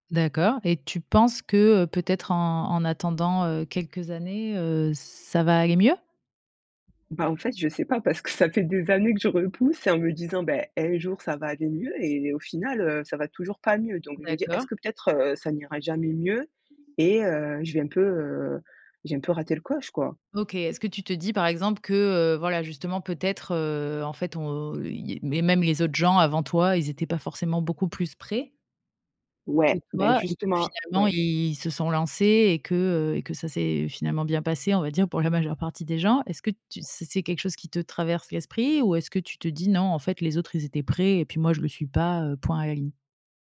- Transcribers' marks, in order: tapping; laughing while speaking: "ça fait"; alarm
- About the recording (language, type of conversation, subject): French, podcast, Quels critères prends-tu en compte avant de décider d’avoir des enfants ?